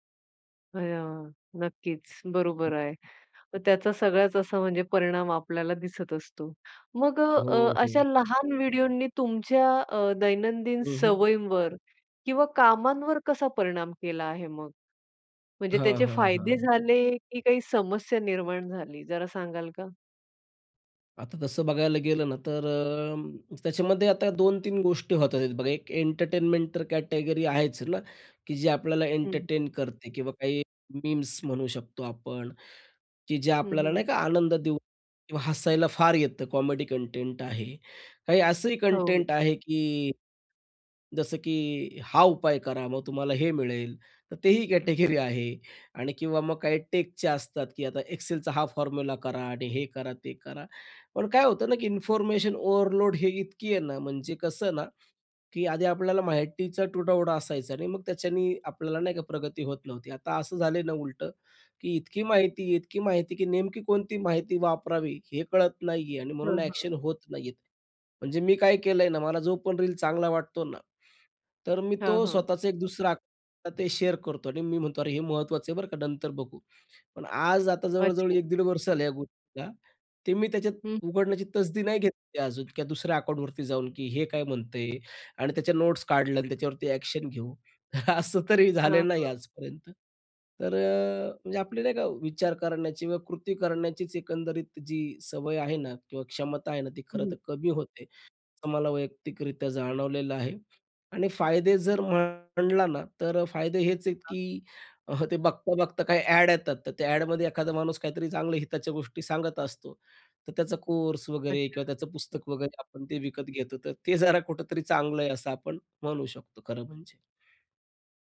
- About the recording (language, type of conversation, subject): Marathi, podcast, लहान स्वरूपाच्या व्हिडिओंनी लक्ष वेधलं का तुला?
- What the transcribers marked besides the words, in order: other background noise; tapping; in English: "कॅटेगरी"; in English: "कॉमेडी"; in English: "कॅटेगरी"; in English: "ओव्हरलोड"; other noise; in English: "ॲक्शन"; "म्हणतं आहे" said as "म्हणतंय"; in English: "नोट्स"; in English: "ॲक्शन"; chuckle; "म्हटलं" said as "म्हणला"; chuckle